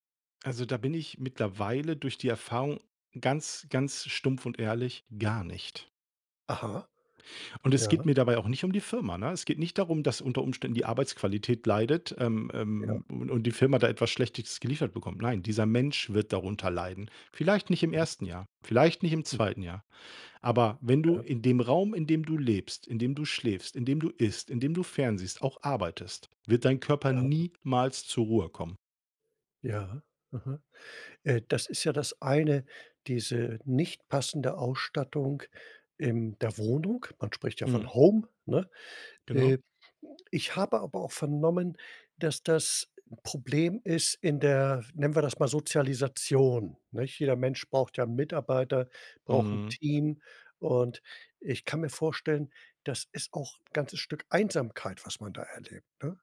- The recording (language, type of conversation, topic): German, podcast, Wie stehst du zu Homeoffice im Vergleich zum Büro?
- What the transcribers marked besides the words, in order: other background noise; unintelligible speech; stressed: "Home"